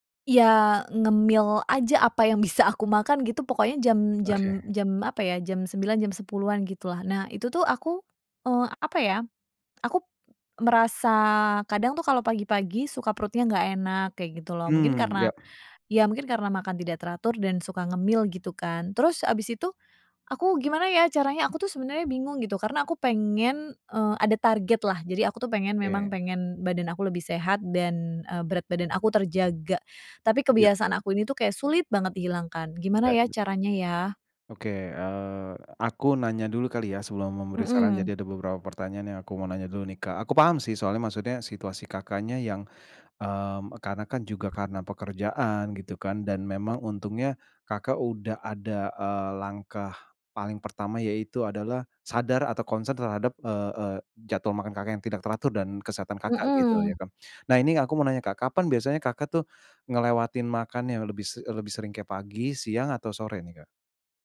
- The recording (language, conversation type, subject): Indonesian, advice, Bagaimana cara berhenti sering melewatkan waktu makan dan mengurangi kebiasaan ngemil tidak sehat di malam hari?
- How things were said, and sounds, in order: "aku" said as "akup"; other background noise; tapping; in English: "concern"